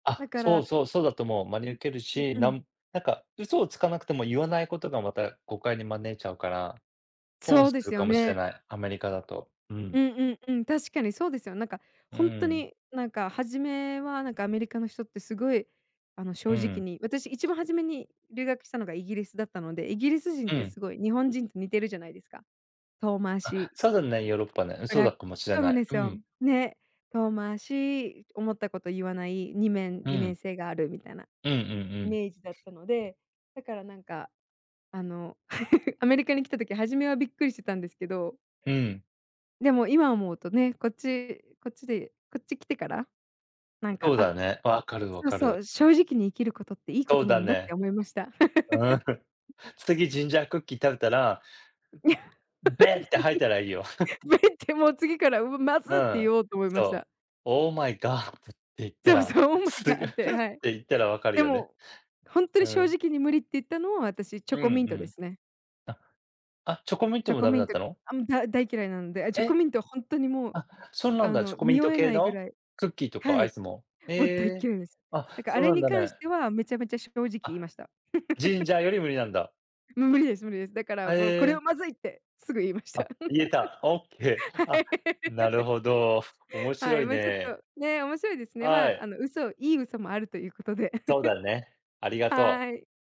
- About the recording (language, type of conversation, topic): Japanese, unstructured, あなたは嘘をつくことを正当化できると思いますか？
- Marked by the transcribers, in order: other background noise; giggle; laugh; laugh; unintelligible speech; laughing while speaking: "べって、もう次からう、まずっ！て言おうと思いました"; laugh; in English: "Oh my god"; laughing while speaking: "そう そう"; laughing while speaking: "すぐ、は"; in English: "Oh my god"; laugh; laughing while speaking: "言いました。はい"; laugh; other noise; giggle